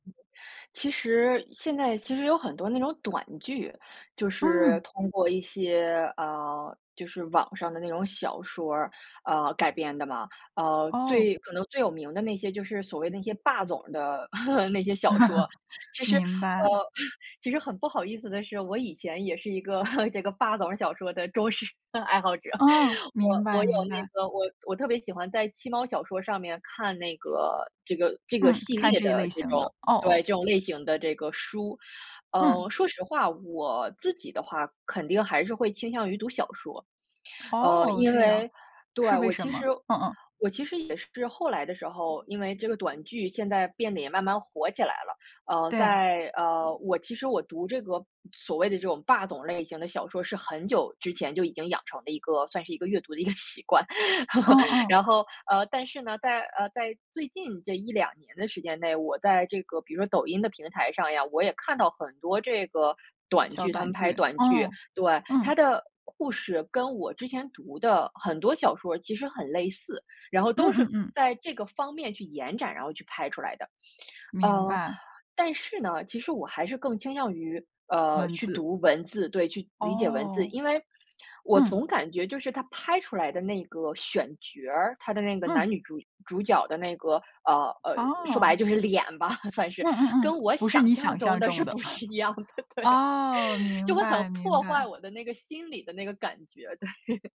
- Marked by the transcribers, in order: tapping; laugh; laughing while speaking: "那些小说"; chuckle; laugh; other background noise; chuckle; laughing while speaking: "实爱好者"; chuckle; laughing while speaking: "个习惯"; laugh; teeth sucking; laughing while speaking: "吧"; laughing while speaking: "不是一样的，对"; chuckle; laughing while speaking: "对"
- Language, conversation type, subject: Chinese, podcast, 追剧会不会影响你的日常生活节奏？